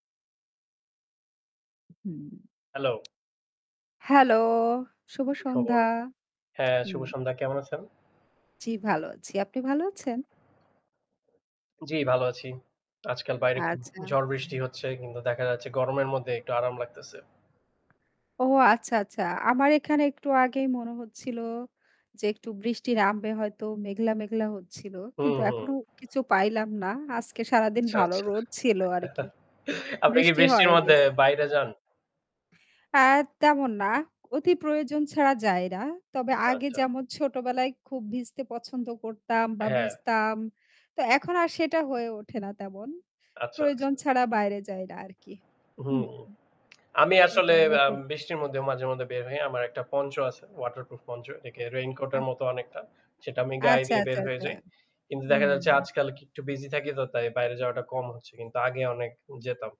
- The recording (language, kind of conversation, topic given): Bengali, unstructured, আপনি কি প্রাকৃতিক পরিবেশে সময় কাটাতে বেশি পছন্দ করেন?
- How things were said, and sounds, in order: static; tapping; other background noise; chuckle; laughing while speaking: "আপনি কি বৃষ্টির মধ্যে বাইরে যান?"